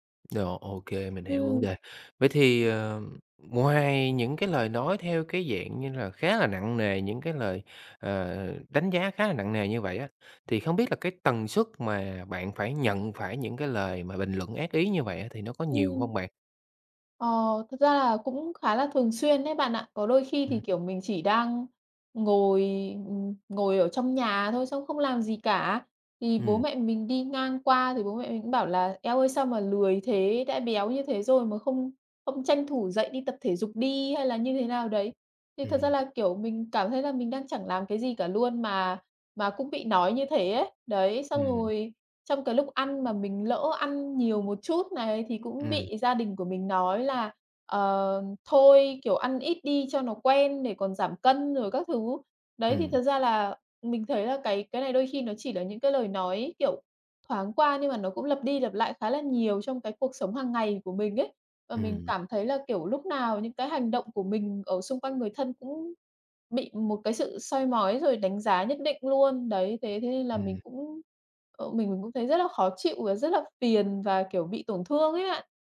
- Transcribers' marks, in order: tapping; other background noise
- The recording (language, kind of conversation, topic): Vietnamese, advice, Làm sao để bớt khó chịu khi bị chê về ngoại hình hoặc phong cách?